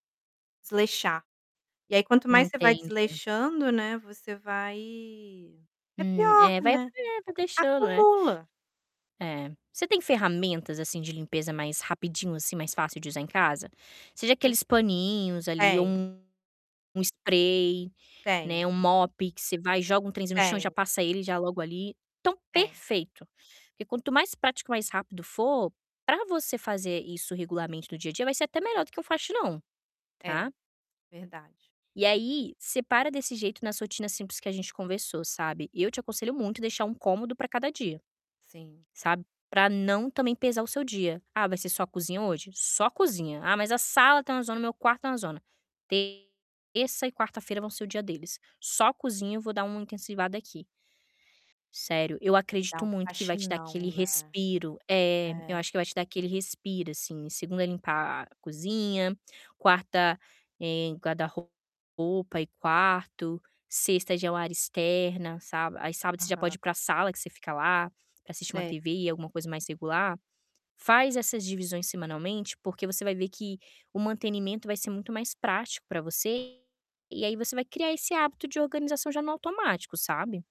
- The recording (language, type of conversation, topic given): Portuguese, advice, Como posso criar o hábito de manter o espaço de trabalho e a casa organizados e limpos?
- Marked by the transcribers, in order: distorted speech; unintelligible speech; tapping; in English: "mop"; other background noise